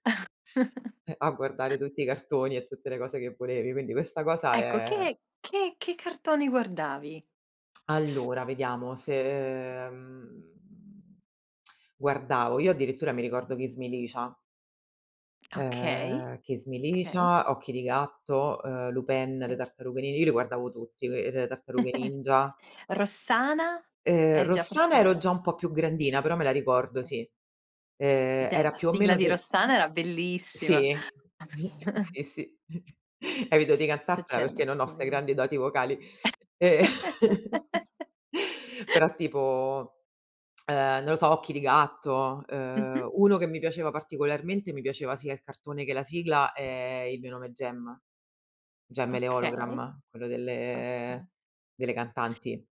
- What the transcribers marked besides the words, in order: chuckle; tsk; other background noise; drawn out: "ehm"; tapping; tsk; chuckle; chuckle; snort; chuckle; unintelligible speech; chuckle; giggle; tsk
- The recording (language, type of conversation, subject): Italian, podcast, Quali ricordi ti evocano le sigle televisive di quando eri piccolo?